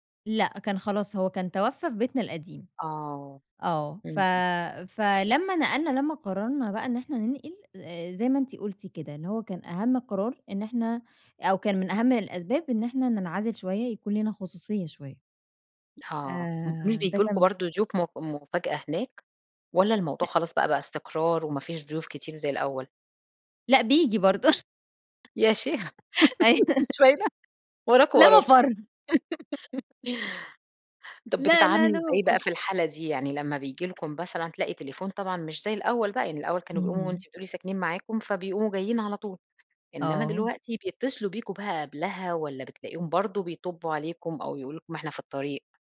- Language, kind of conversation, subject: Arabic, podcast, إزاي بتحضّري البيت لاستقبال ضيوف على غفلة؟
- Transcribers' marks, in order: tapping; laugh; laughing while speaking: "ما فيش فايدة!"; laughing while speaking: "أيوه"; chuckle; laugh; chuckle; "مثلًا" said as "بثلًا"